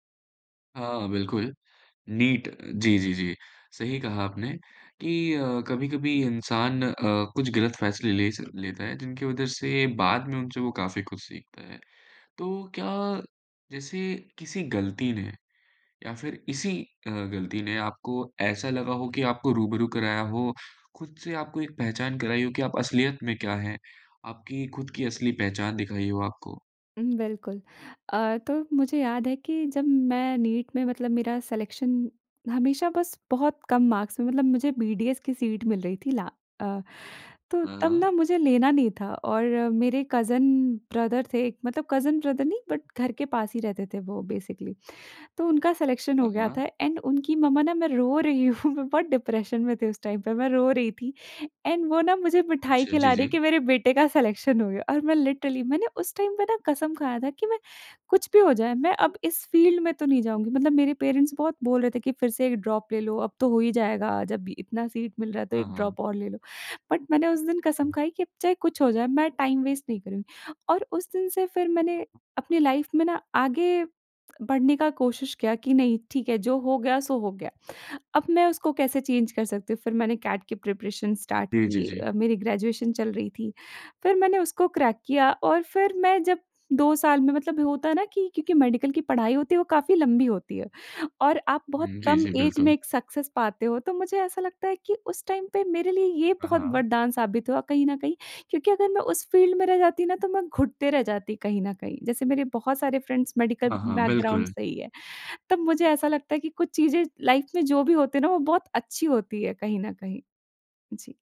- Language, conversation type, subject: Hindi, podcast, कौन सी गलती बाद में आपके लिए वरदान साबित हुई?
- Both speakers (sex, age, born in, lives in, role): female, 20-24, India, India, guest; male, 20-24, India, India, host
- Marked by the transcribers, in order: tapping; in English: "सिलेक्शन"; in English: "मार्क्स"; in English: "कज़िन ब्रदर"; in English: "कज़िन ब्रदर"; in English: "बट"; in English: "बेसिकली"; in English: "सिलेक्शन"; in English: "एंड"; laughing while speaking: "हूँ"; in English: "डिप्रेशन"; in English: "टाइम"; in English: "एंड"; joyful: "कि मेरे बेटे का सिलेक्शन हो गया"; in English: "सिलेक्शन"; in English: "लिटरली"; in English: "टाइम"; in English: "फील्ड"; in English: "पेरेंट्स"; in English: "ड्रॉप"; in English: "ड्रॉप"; in English: "बट"; other noise; in English: "टाइम वेस्ट"; in English: "लाइफ़"; in English: "चेंज"; in English: "प्रिपरेशन स्टार्ट"; in English: "क्रैक"; in English: "मेडिकल"; in English: "ऐज"; in English: "सक्सेस"; in English: "टाइम"; in English: "फील्ड"; in English: "फ्रेंड्स मेडिकल बैकग्राउंड"; in English: "लाइफ़"